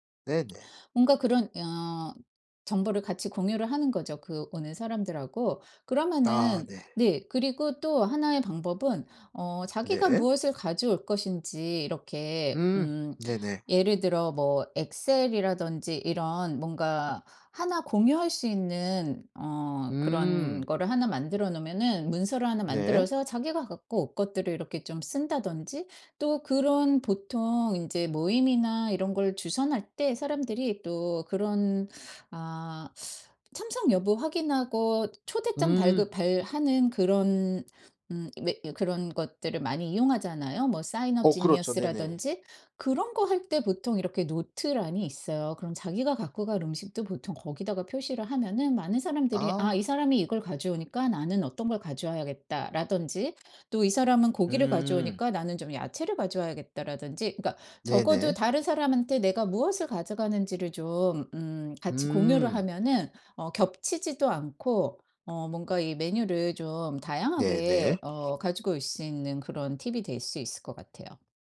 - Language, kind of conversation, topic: Korean, podcast, 간단히 나눠 먹기 좋은 음식 추천해줄래?
- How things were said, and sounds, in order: other background noise; in English: "사인업 지니어스라든지"; background speech